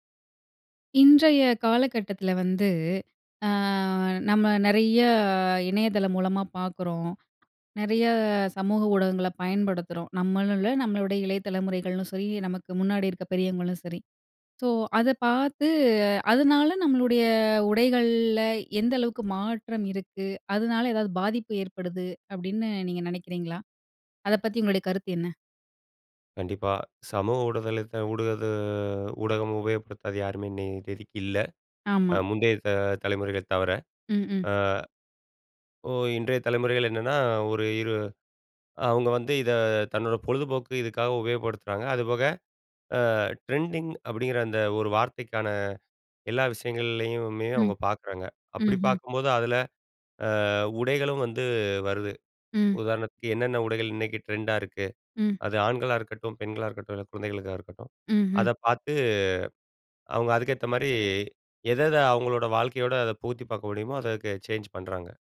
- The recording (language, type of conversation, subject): Tamil, podcast, சமூக ஊடகம் உங்கள் உடைத் தேர்வையும் உடை அணியும் முறையையும் மாற்ற வேண்டிய அவசியத்தை எப்படி உருவாக்குகிறது?
- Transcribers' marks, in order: other background noise; in English: "ட்ரெண்டிங்"; in English: "ட்ரெண்டா"; in English: "சேஞ்ச்"